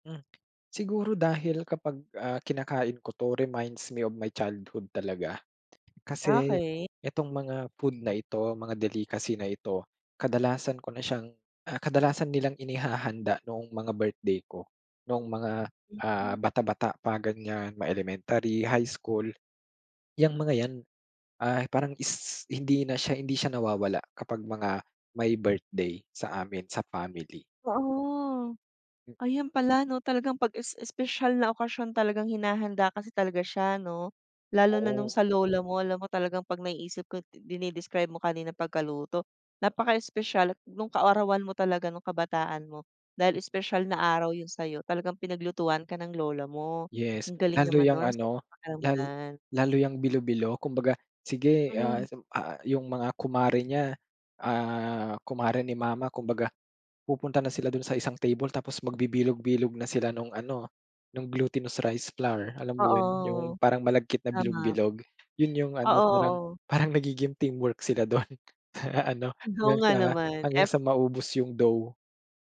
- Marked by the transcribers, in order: tapping; in English: "reminds me of my childhood"; other background noise; drawn out: "Oo"; laughing while speaking: "'don sa ano"
- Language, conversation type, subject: Filipino, podcast, Ano ang paborito mong pagkaing pampalubag-loob na natutunan mo mula sa lola o nanay mo?